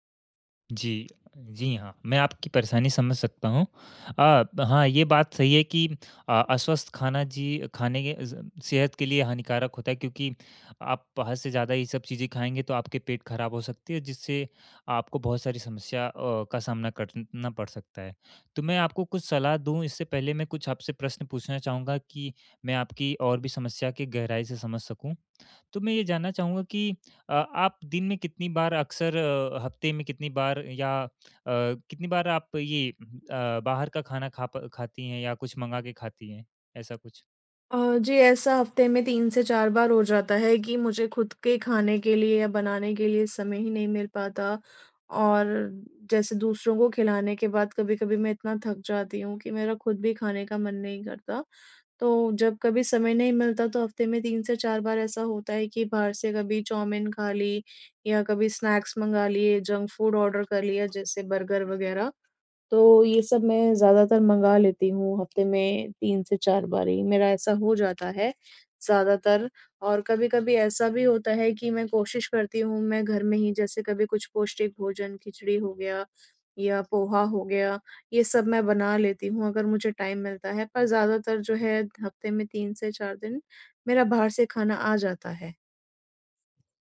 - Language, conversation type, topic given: Hindi, advice, काम की व्यस्तता के कारण आप अस्वस्थ भोजन क्यों कर लेते हैं?
- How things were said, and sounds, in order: in English: "स्नैक्स"; in English: "जंक-फ़ूड ऑर्डर"; tapping; in English: "टाइम"